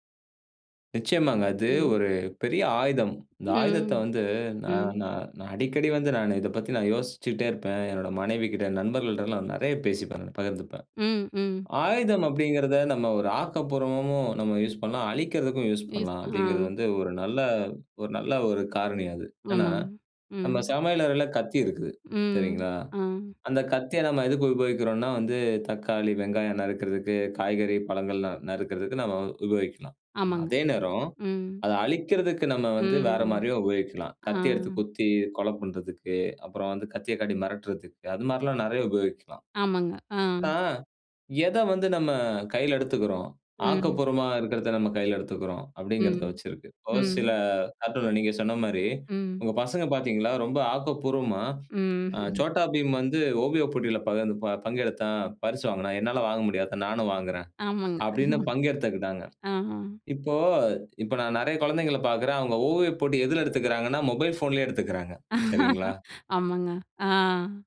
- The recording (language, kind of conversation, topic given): Tamil, podcast, கார்டூன்களில் உங்களுக்கு மிகவும் பிடித்த கதாபாத்திரம் யார்?
- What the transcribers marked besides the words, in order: other background noise; "ஆக்கப்பூர்வமாகவும்" said as "ஆக்கப்பூர்வமாமும்"; unintelligible speech; in English: "கார்ட்டூன்ல"; chuckle; chuckle; laughing while speaking: "ஆமாங்க. அ"